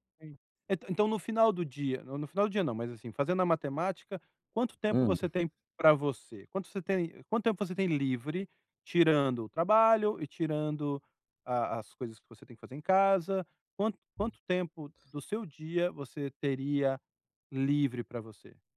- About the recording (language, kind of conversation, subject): Portuguese, advice, Como posso proteger melhor meu tempo e meu espaço pessoal?
- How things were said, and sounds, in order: tapping; other background noise